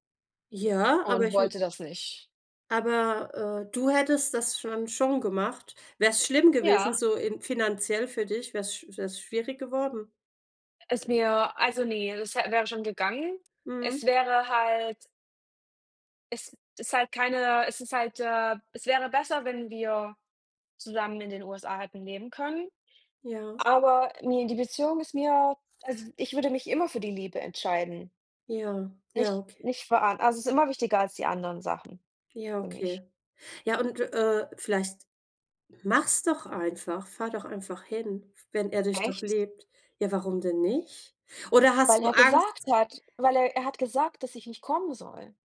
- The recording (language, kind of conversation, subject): German, unstructured, Wie zeigst du deinem Partner, dass du ihn schätzt?
- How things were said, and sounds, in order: other background noise